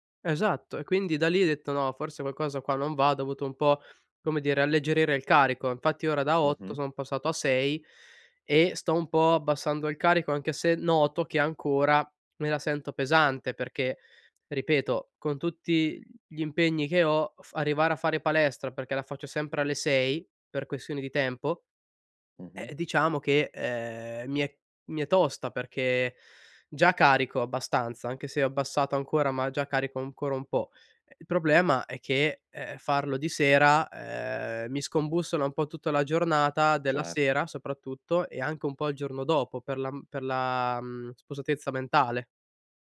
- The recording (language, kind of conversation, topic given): Italian, advice, Come posso gestire un carico di lavoro eccessivo e troppe responsabilità senza sentirmi sopraffatto?
- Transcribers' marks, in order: none